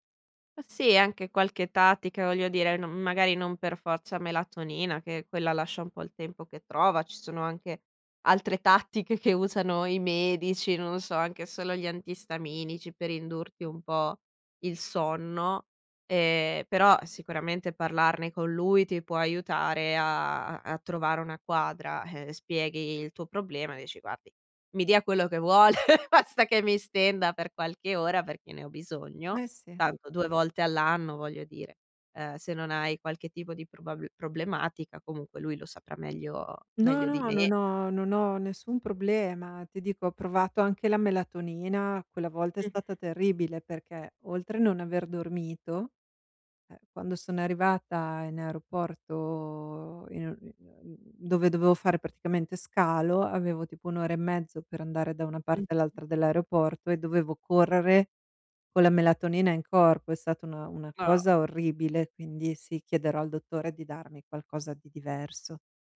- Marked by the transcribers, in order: other street noise; laughing while speaking: "vuole"; other background noise
- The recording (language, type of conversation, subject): Italian, advice, Come posso gestire lo stress e l’ansia quando viaggio o sono in vacanza?